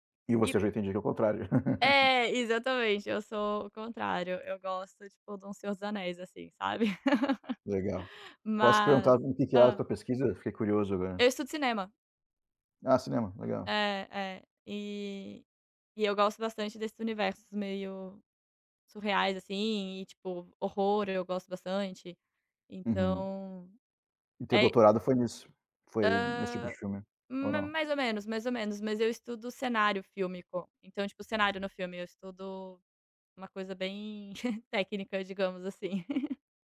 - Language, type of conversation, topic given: Portuguese, unstructured, Como você decide entre assistir a um filme ou ler um livro?
- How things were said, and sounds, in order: tapping; laugh; laugh; chuckle